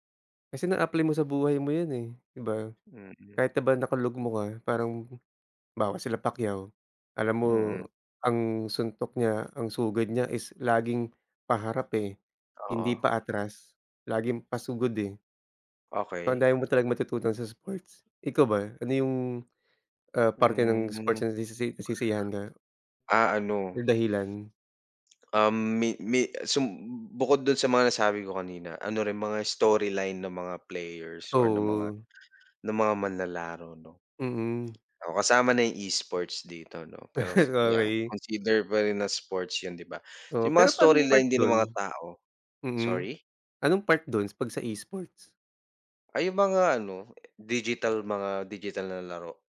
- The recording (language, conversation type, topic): Filipino, unstructured, Ano ang pinakamasayang bahagi ng paglalaro ng isports para sa’yo?
- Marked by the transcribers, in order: none